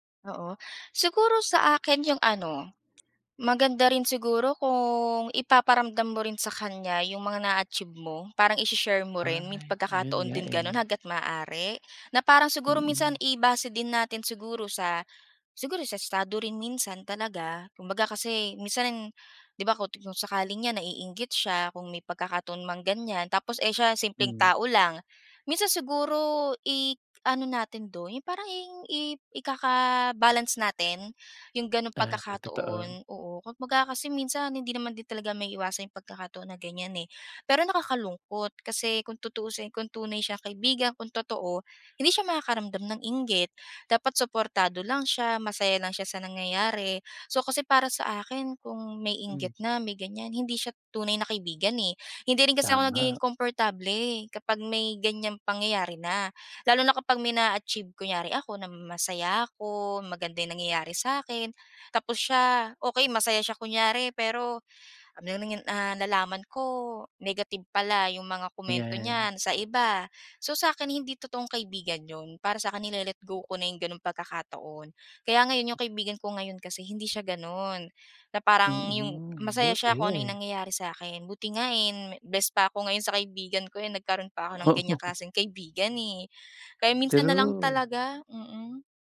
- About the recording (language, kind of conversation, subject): Filipino, podcast, Paano mo hinaharap ang takot na mawalan ng kaibigan kapag tapat ka?
- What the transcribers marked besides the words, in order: other background noise; laughing while speaking: "Oo"